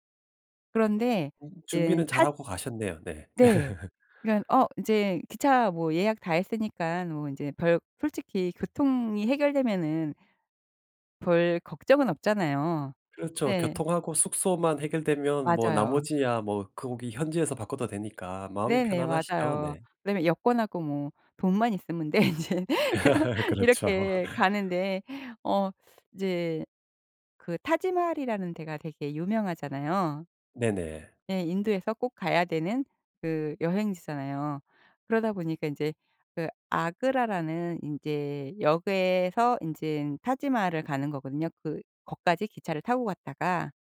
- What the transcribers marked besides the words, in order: laugh; tapping; laugh; laughing while speaking: "그렇죠"; laughing while speaking: "돼. 인제 이렇게 가는데"
- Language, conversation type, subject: Korean, podcast, 여행 중 당황했던 경험에서 무엇을 배웠나요?